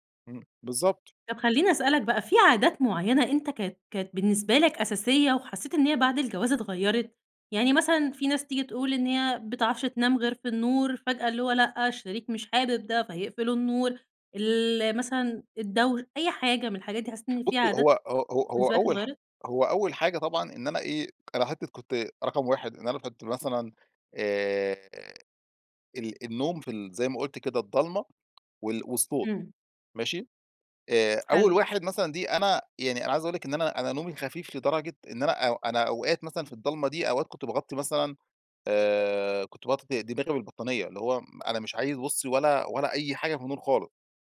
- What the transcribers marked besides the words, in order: tapping
- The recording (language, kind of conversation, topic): Arabic, podcast, إزاي حياتك اتغيّرت بعد الجواز؟